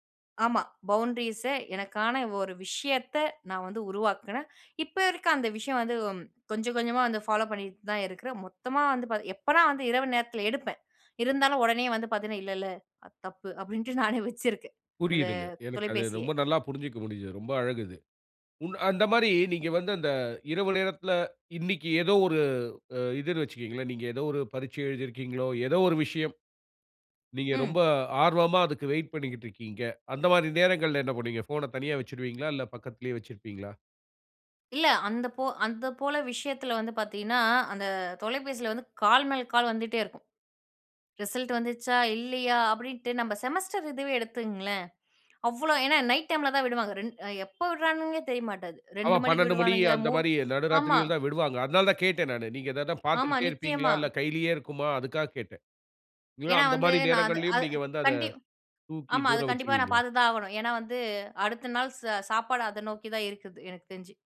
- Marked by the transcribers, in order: in English: "பவுண்ட்ரீஸ"; laughing while speaking: "அப்படீன்ட்டு நானே வச்சிருக்கேன்"; other street noise; other background noise
- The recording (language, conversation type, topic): Tamil, podcast, நள்ளிரவிலும் குடும்ப நேரத்திலும் நீங்கள் தொலைபேசியை ஓரமாக வைத்து விடுவீர்களா, இல்லையெனில் ஏன்?